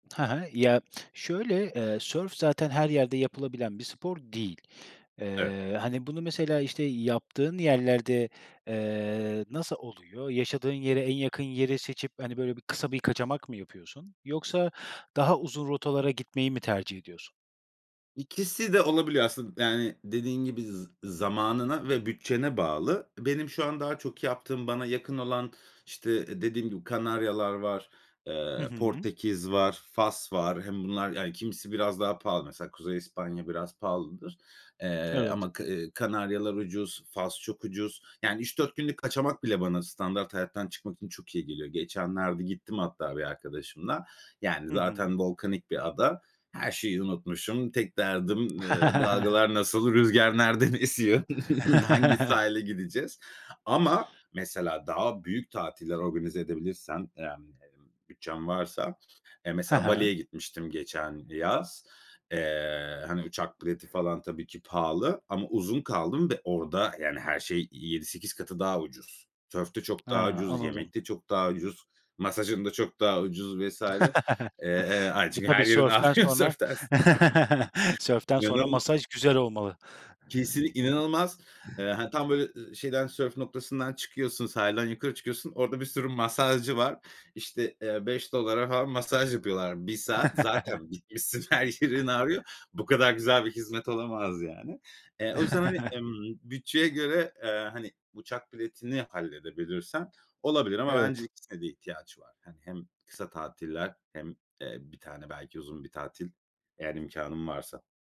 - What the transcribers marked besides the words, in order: tapping; chuckle; chuckle; laughing while speaking: "nereden esiyor?"; chuckle; other background noise; chuckle; laughing while speaking: "ağrıyor sörften"; chuckle; unintelligible speech; inhale; exhale; chuckle; chuckle
- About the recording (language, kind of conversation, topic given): Turkish, podcast, Seyahat etmeyi hem bir hobi hem de bir tutku olarak hayatında nasıl yaşıyorsun?